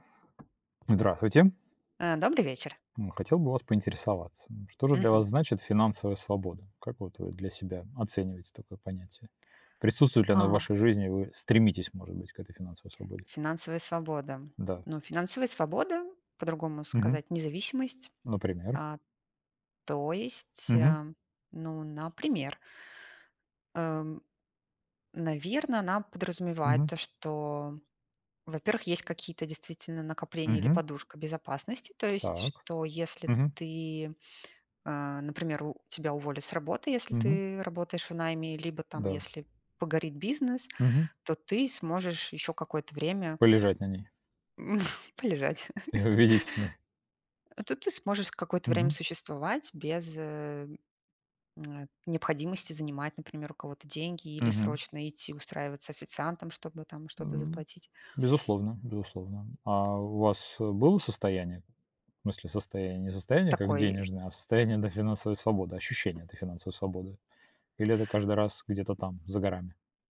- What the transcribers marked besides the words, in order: tapping; laughing while speaking: "м, полежать"; laugh; laughing while speaking: "И"; lip smack; other background noise; laughing while speaking: "да"
- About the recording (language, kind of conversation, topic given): Russian, unstructured, Что для вас значит финансовая свобода?